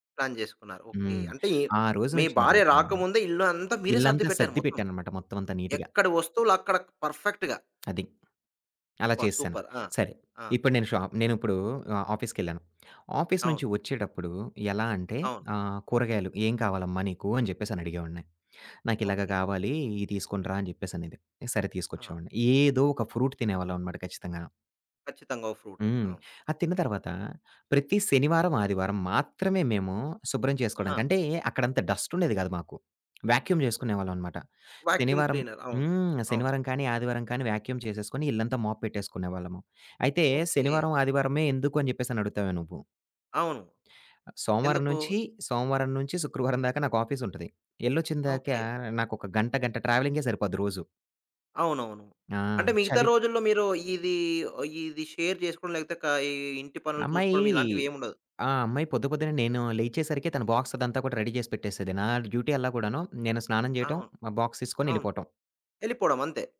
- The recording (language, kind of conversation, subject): Telugu, podcast, ఇంటి పనులు మరియు ఉద్యోగ పనులను ఎలా సమతుల్యంగా నడిపిస్తారు?
- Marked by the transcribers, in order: in English: "ప్లాన్"; in English: "నీట్‌గా"; in English: "పర్ఫెక్ట్‌గా"; other background noise; in English: "సూపర్!"; in English: "షాప్"; in English: "ఆఫీస్‌కె‌ళ్ళాను. ఆఫీస్"; in English: "ఫ్రూట్"; in English: "ఫ్రూట్"; tapping; in English: "వాక్యూమ్"; in English: "వాక్యూమ్ క్లీనర్"; in English: "వాక్యూమ్"; in English: "మాప్"; in English: "షేర్"; in English: "బాక్స్"; in English: "రెడీ"; in English: "డ్యూటీ"; in English: "బాక్స్"